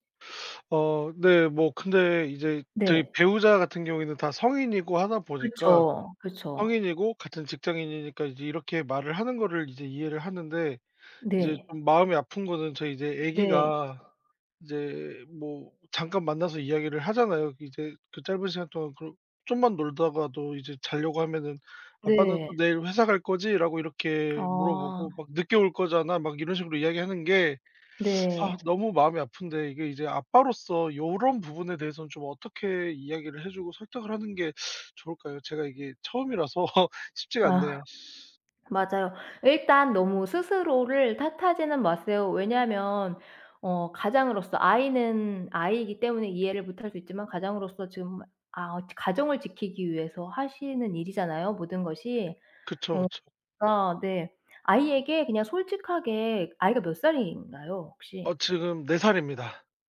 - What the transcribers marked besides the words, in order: teeth sucking; tapping; other background noise; teeth sucking; teeth sucking; laugh
- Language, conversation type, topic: Korean, advice, 회사와 가정 사이에서 균형을 맞추기 어렵다고 느끼는 이유는 무엇인가요?